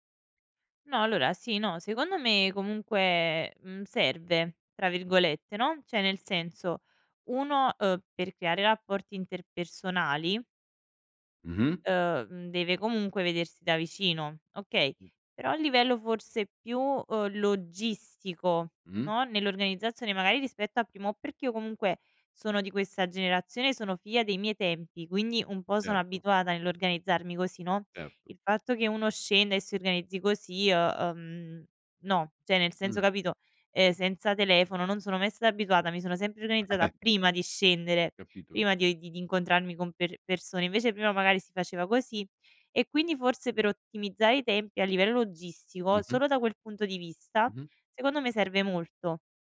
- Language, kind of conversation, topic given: Italian, podcast, Che ruolo hanno i gruppi WhatsApp o Telegram nelle relazioni di oggi?
- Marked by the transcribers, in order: giggle